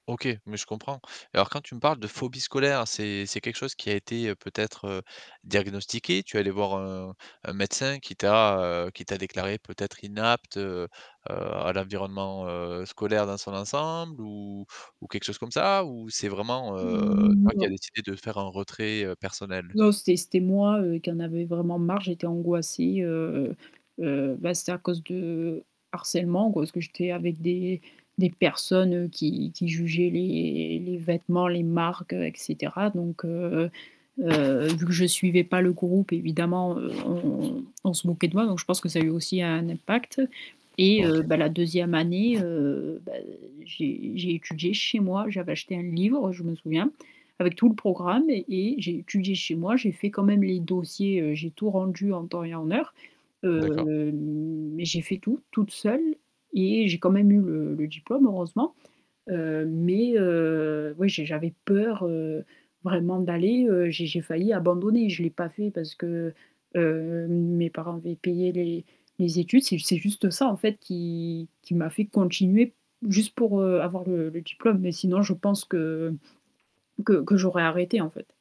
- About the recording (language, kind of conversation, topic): French, advice, Comment puis-je démarrer un projet malgré la peur d’échouer et celle d’être jugé·e par les autres ?
- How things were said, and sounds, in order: static; distorted speech; other background noise; stressed: "personnes"; tapping; drawn out: "heu"; stressed: "peur"